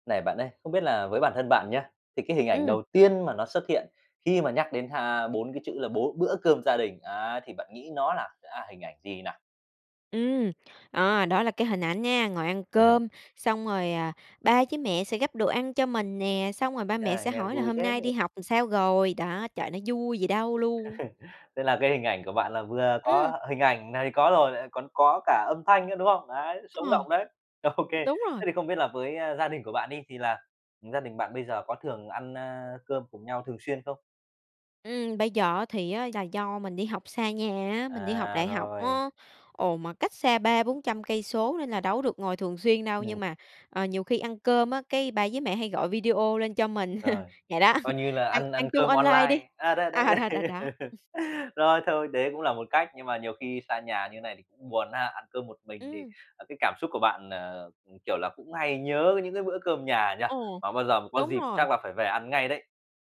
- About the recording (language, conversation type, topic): Vietnamese, podcast, Bạn nghĩ bữa cơm gia đình quan trọng như thế nào đối với mọi người?
- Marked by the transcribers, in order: tapping; laugh; laugh; laughing while speaking: "Ô kê"; chuckle; laugh; chuckle